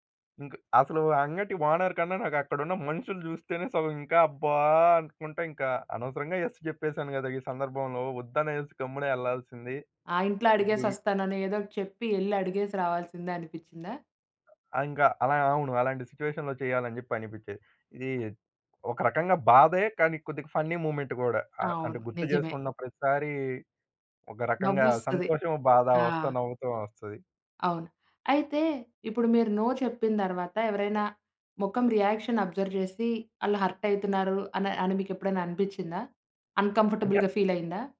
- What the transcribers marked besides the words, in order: in English: "ఓనర్"; in English: "ఎస్"; other background noise; in English: "సిచ్యుయేషన్‌లో"; in English: "ఫన్నీ మూమెంట్"; in English: "నో"; in English: "రియాక్షన్ అబ్జర్వ్"; in English: "హర్ట్"; in English: "అన్‌కంఫర్టబుల్‌గా"
- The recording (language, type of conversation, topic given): Telugu, podcast, ఇతరులకు “కాదు” అని చెప్పాల్సి వచ్చినప్పుడు మీకు ఎలా అనిపిస్తుంది?